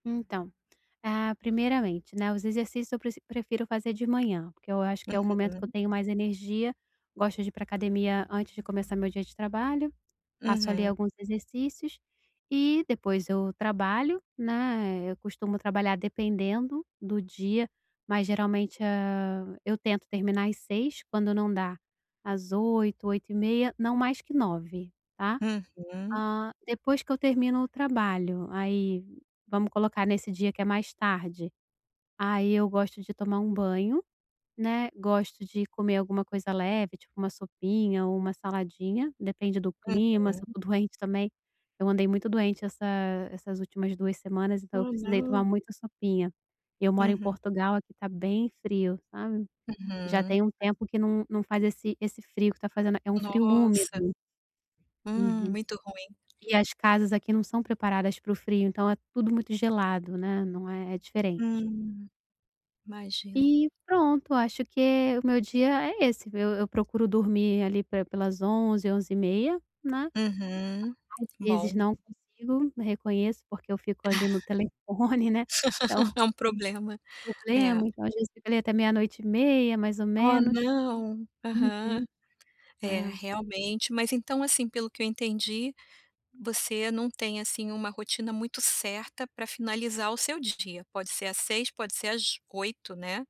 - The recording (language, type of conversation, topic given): Portuguese, advice, Quais sequências relaxantes posso fazer para encerrar bem o dia?
- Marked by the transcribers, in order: tapping; other background noise; chuckle; laugh; laughing while speaking: "É um problema"; laughing while speaking: "no telefone né"